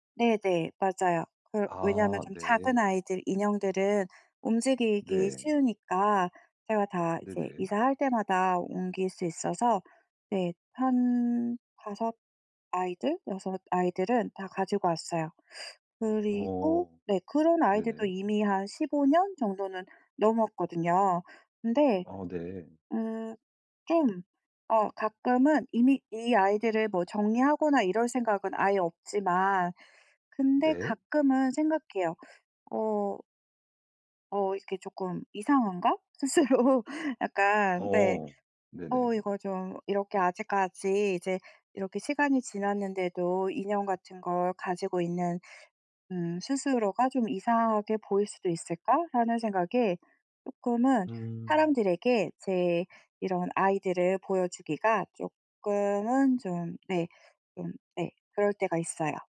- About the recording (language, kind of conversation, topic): Korean, advice, 물건을 버리면 후회할까 봐 걱정돼서 정리를 못 하는데, 어떻게 해야 하나요?
- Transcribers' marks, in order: other background noise; laughing while speaking: "스스로"